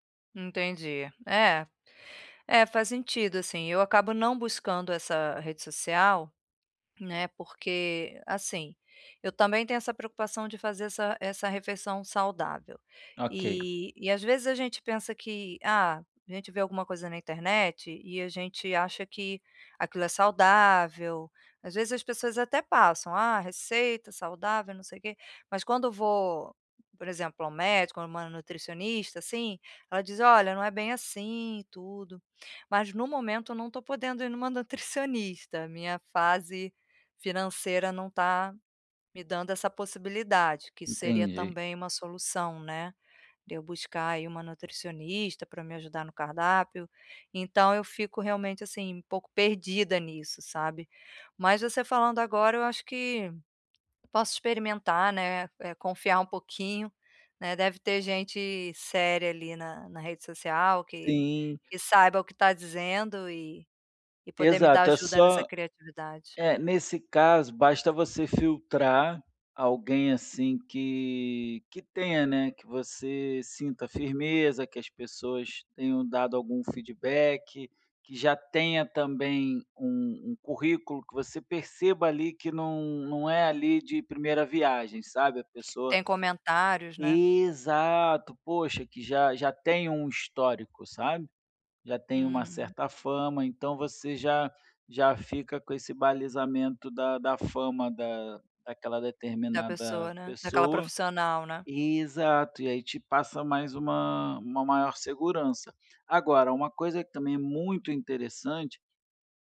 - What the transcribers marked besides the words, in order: tapping; other background noise; laughing while speaking: "nutricionista"
- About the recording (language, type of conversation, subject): Portuguese, advice, Como posso preparar refeições saudáveis em menos tempo?